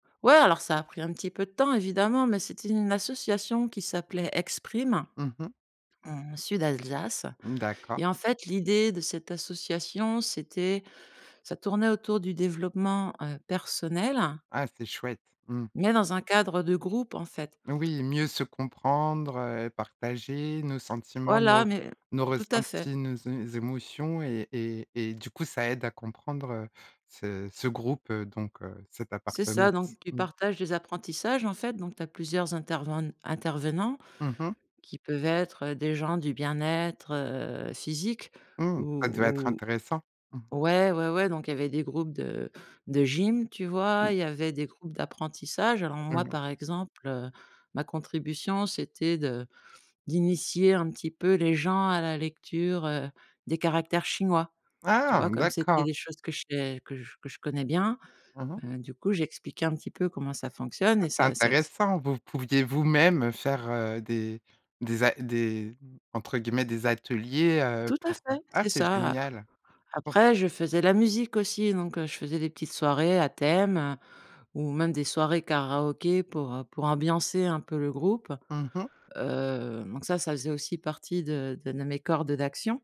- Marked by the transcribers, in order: tapping; other noise
- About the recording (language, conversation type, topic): French, podcast, Qu’est-ce qui, selon toi, crée un véritable sentiment d’appartenance ?
- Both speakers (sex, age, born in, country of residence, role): female, 40-44, France, France, host; female, 50-54, France, France, guest